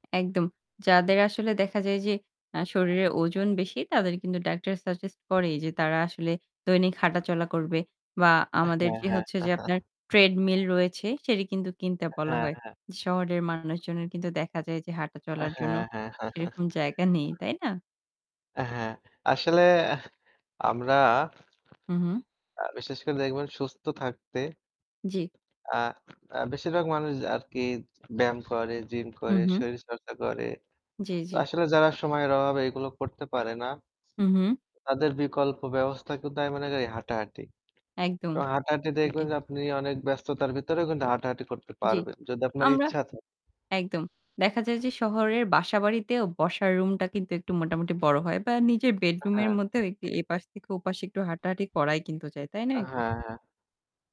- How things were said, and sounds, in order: tapping; other background noise; chuckle; static; distorted speech; chuckle
- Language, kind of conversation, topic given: Bengali, unstructured, আপনি কি প্রতিদিন হাঁটার চেষ্টা করেন, আর কেন করেন বা কেন করেন না?